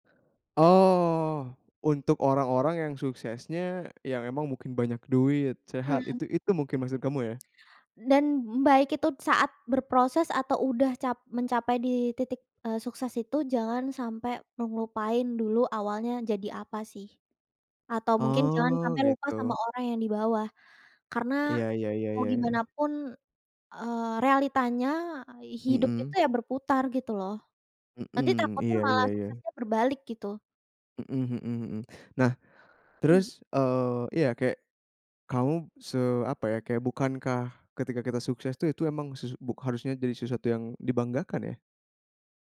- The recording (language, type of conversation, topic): Indonesian, podcast, Menurutmu, apa arti sukses?
- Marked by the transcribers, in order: other background noise